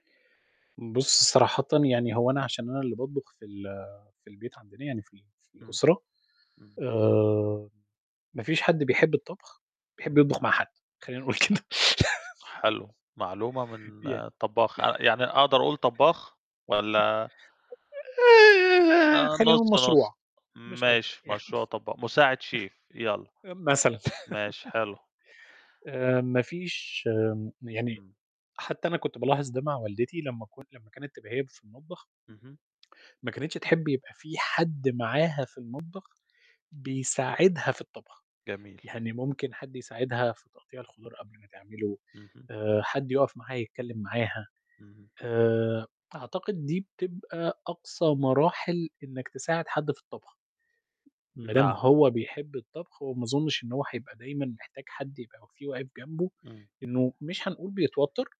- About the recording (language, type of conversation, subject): Arabic, unstructured, هل بتحب تطبخ مع العيلة ولا مع أصحابك؟
- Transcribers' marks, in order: static; laughing while speaking: "كده"; chuckle; other noise; laughing while speaking: "يعني"; chuckle; mechanical hum